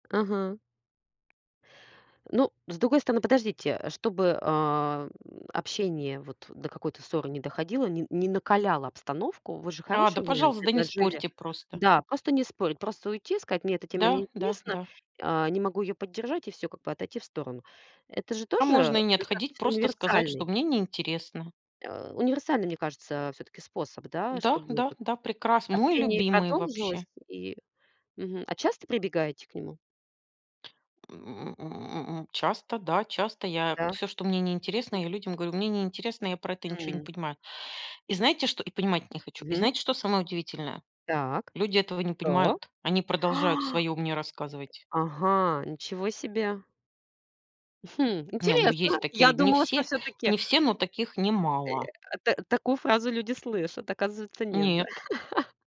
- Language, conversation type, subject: Russian, unstructured, Как найти общий язык с человеком, который с вами не согласен?
- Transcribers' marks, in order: tapping; chuckle